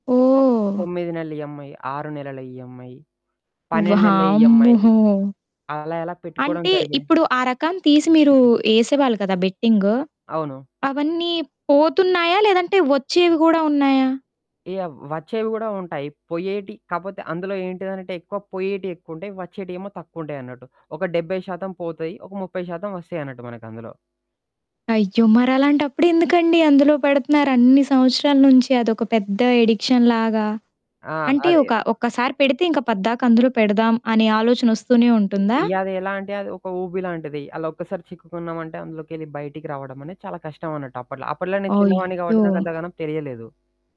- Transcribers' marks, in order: other background noise; in English: "ఈఎంఐ"; in English: "ఈఎంఐ"; drawn out: "వామ్మో!"; in English: "ఈఎంఐ"; static; in English: "ఎడిక్షన్‌లాగా?"
- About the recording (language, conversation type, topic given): Telugu, podcast, మీ గత తప్పుల నుంచి మీరు నేర్చుకున్న అత్యంత ముఖ్యమైన పాఠం ఏమిటి?